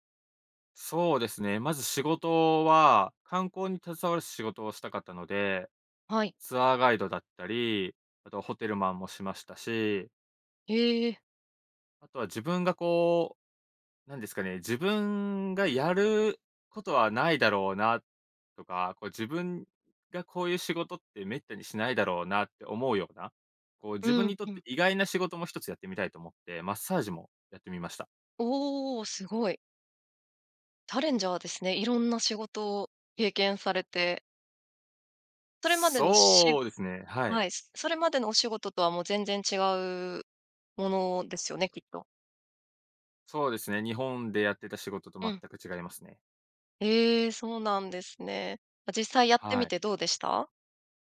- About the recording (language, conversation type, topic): Japanese, podcast, 初めて一人でやり遂げたことは何ですか？
- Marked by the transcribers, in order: none